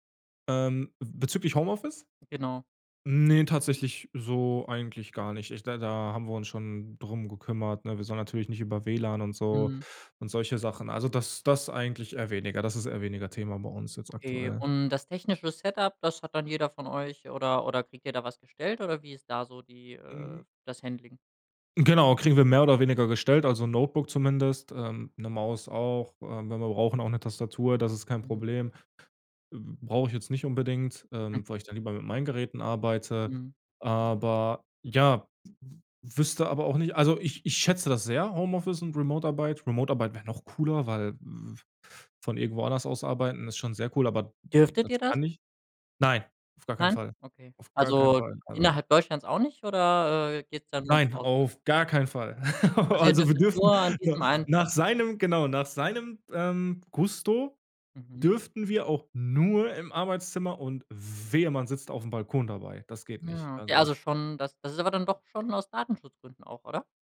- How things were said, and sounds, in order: other noise; other background noise; chuckle; laughing while speaking: "Also, wir dürften nur"; stressed: "nur"; stressed: "wehe"
- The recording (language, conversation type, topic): German, podcast, Was hältst du von Homeoffice und ortsunabhängigem Arbeiten?